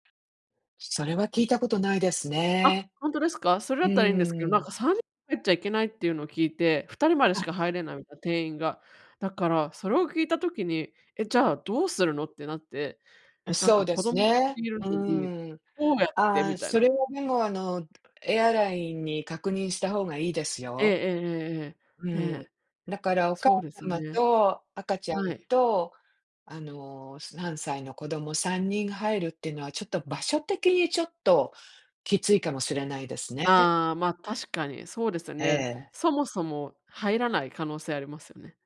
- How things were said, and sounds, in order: tapping
- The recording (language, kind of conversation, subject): Japanese, advice, 旅行中の不安を減らし、安全に過ごすにはどうすればよいですか？